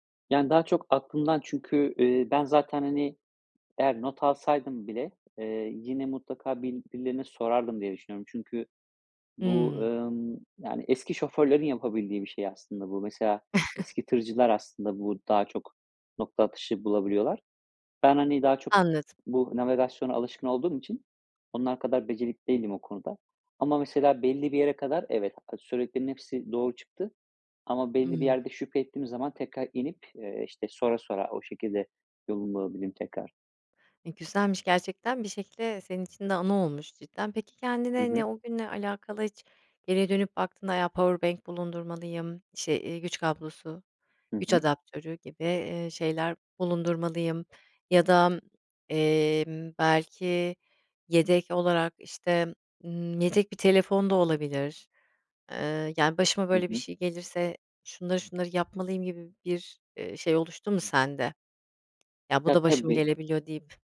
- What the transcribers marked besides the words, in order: other background noise; chuckle; tapping; in English: "powerbank"
- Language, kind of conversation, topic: Turkish, podcast, Telefonunun şarjı bittiğinde yolunu nasıl buldun?